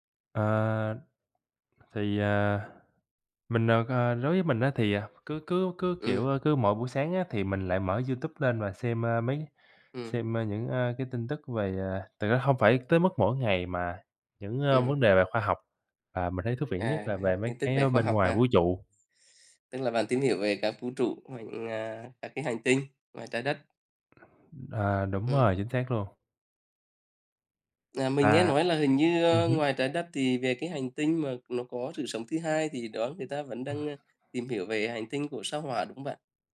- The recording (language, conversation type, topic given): Vietnamese, unstructured, Bạn có ngạc nhiên khi nghe về những khám phá khoa học liên quan đến vũ trụ không?
- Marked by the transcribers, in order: none